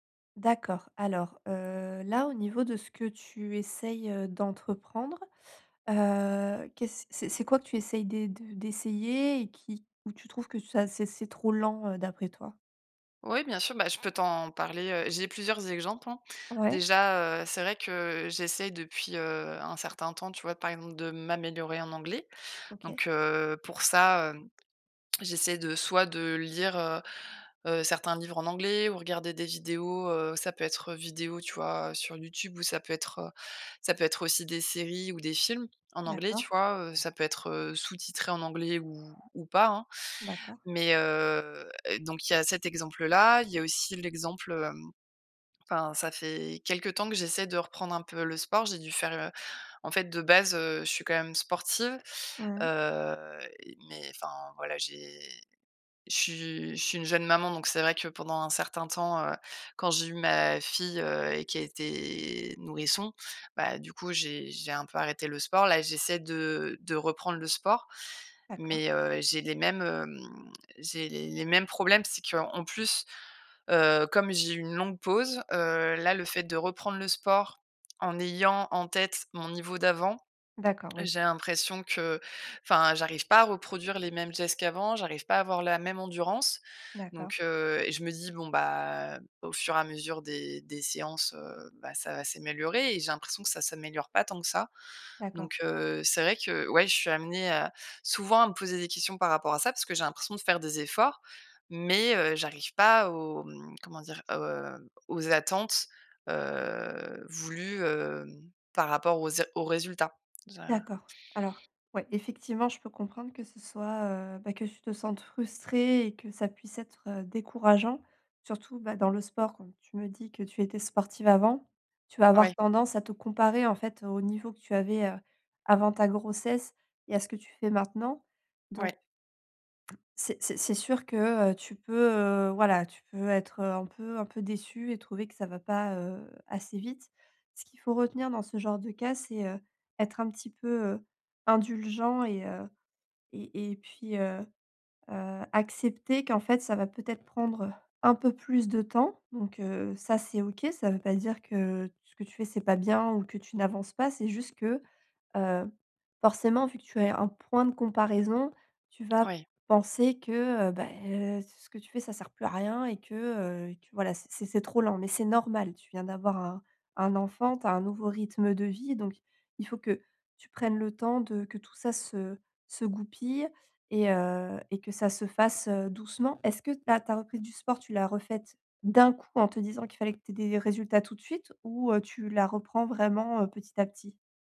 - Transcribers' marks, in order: drawn out: "heu"; "exemples" said as "exgemples"; drawn out: "heu"; stressed: "sportive"; drawn out: "Heu"; other background noise; drawn out: "été"; tapping; "s'améliorer" said as "s'éméliorer"; drawn out: "heu"; stressed: "décourageant"; stressed: "d'un coup"
- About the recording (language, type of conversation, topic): French, advice, Comment surmonter la frustration quand je progresse très lentement dans un nouveau passe-temps ?